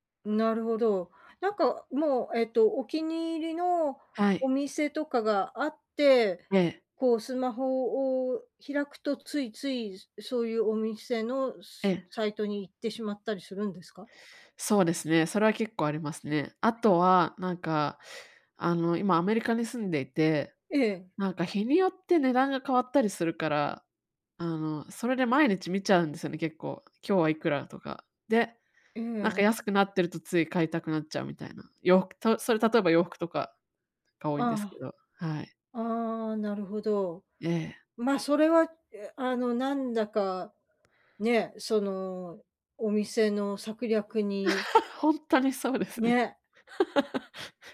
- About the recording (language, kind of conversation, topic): Japanese, advice, 衝動買いを減らすための習慣はどう作ればよいですか？
- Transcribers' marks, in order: laugh; laughing while speaking: "本当にそうですね"; laugh